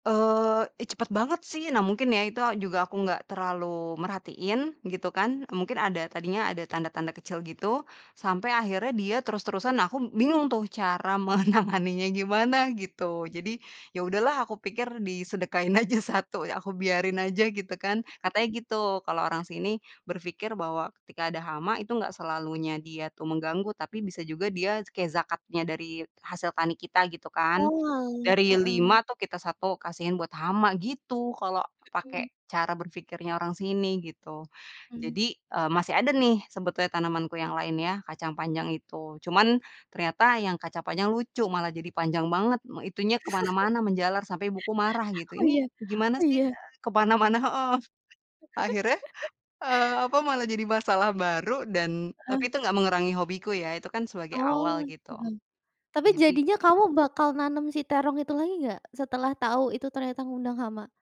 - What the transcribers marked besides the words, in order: laughing while speaking: "menanganinya"; laughing while speaking: "aja satu"; other background noise; laugh; laughing while speaking: "ke mana-mana, heeh"; laugh
- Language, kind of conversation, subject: Indonesian, podcast, Apa tips penting untuk mulai berkebun di rumah?